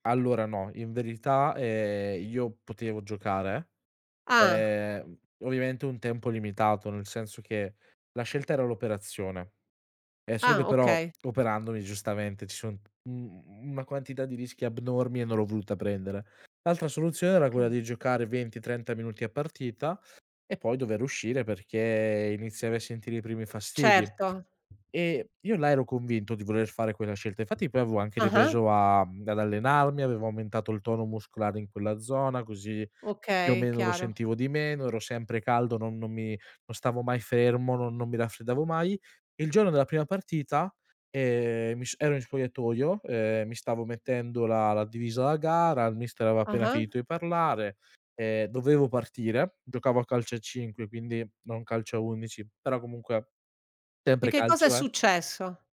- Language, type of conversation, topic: Italian, podcast, Come affronti la paura di sbagliare una scelta?
- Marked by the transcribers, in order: other background noise